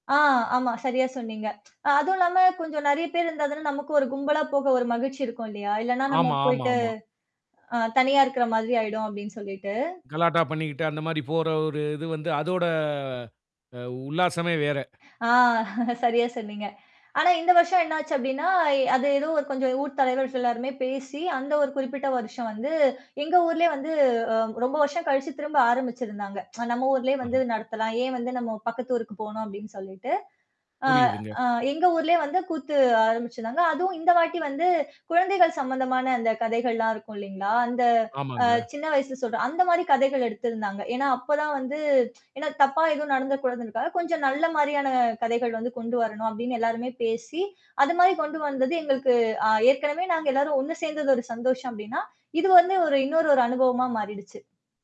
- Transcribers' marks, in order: other background noise; drawn out: "அதோட"; laughing while speaking: "ஆ, சரியா சொன்னீங்க"; "தலைவர்கள்" said as "தலைவர்ஸ்"; tsk; distorted speech; tsk
- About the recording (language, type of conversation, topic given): Tamil, podcast, உங்கள் ஊரில் அனைவரும் சேர்ந்து கொண்டாடிய மறக்க முடியாத அனுபவம் ஒன்றைச் சொல்ல முடியுமா?